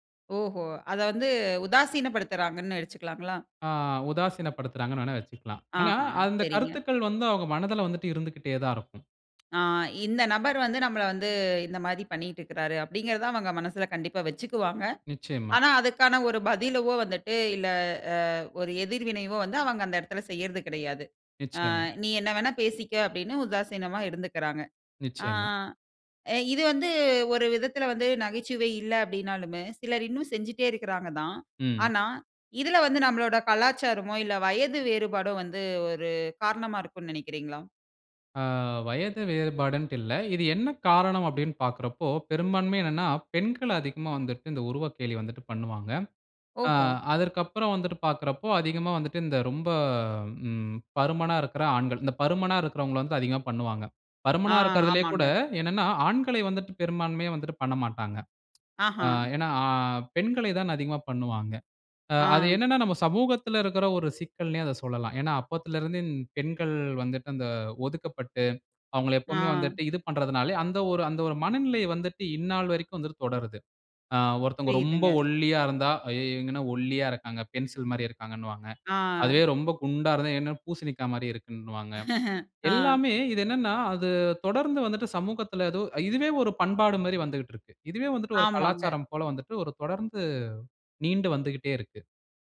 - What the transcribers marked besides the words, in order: other street noise; tsk; "பதிலாவோ" said as "பதிலவோ"; tsk; laugh; tapping
- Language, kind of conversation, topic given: Tamil, podcast, மெய்நிகர் உரையாடலில் நகைச்சுவை எப்படி தவறாக எடுத்துக்கொள்ளப்படுகிறது?